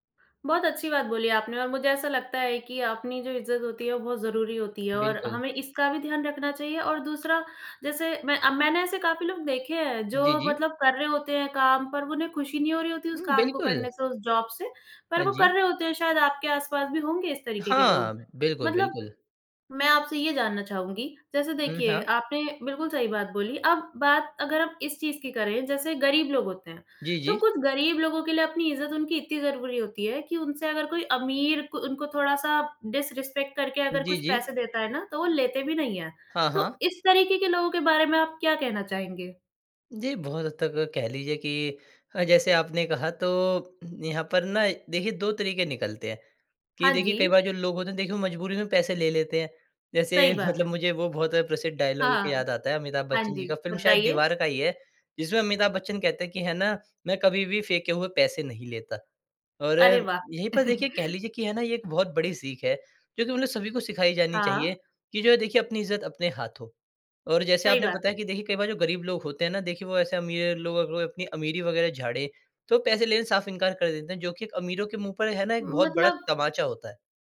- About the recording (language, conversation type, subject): Hindi, podcast, खुशी और सफलता में तुम किसे प्राथमिकता देते हो?
- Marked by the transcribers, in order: tapping; in English: "जॉब"; in English: "डिसरेस्पेक्ट"; laughing while speaking: "मतलब"; chuckle